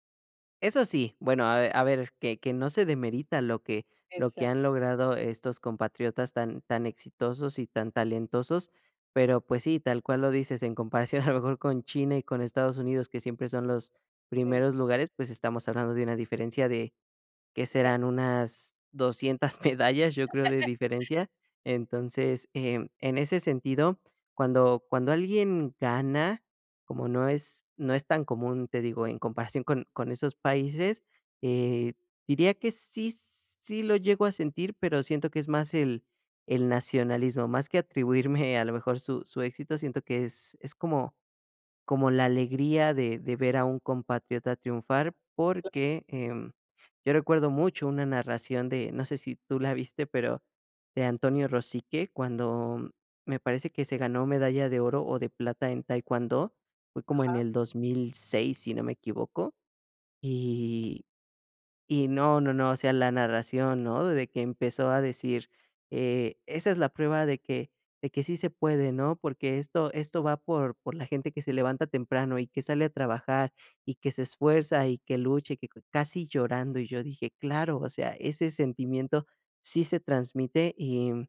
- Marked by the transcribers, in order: unintelligible speech; laugh; other background noise; unintelligible speech
- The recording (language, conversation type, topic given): Spanish, podcast, ¿Qué significa para ti tener éxito?